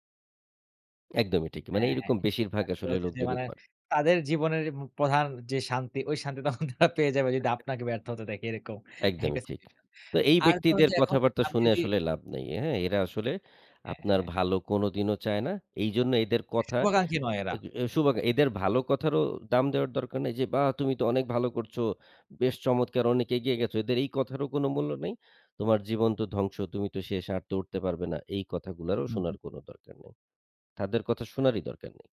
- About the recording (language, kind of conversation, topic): Bengali, podcast, আপনি ব্যর্থতার গল্প কীভাবে বলেন?
- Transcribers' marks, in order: laughing while speaking: "তখন তারা"; unintelligible speech; in English: "situation"